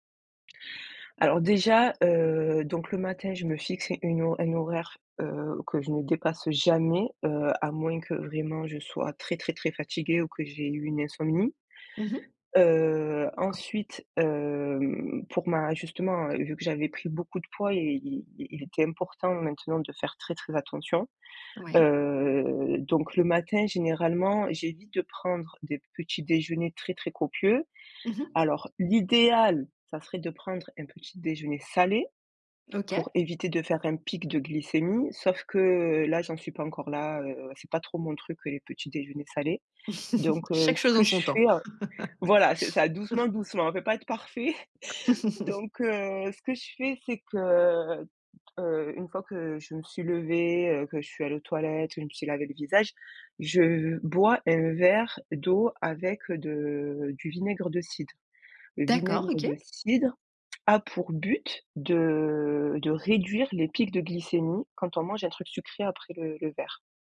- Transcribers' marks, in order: tapping; stressed: "l'idéal"; stressed: "salé"; chuckle; laugh; chuckle
- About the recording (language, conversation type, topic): French, podcast, Quels gestes concrets aident à reprendre pied après un coup dur ?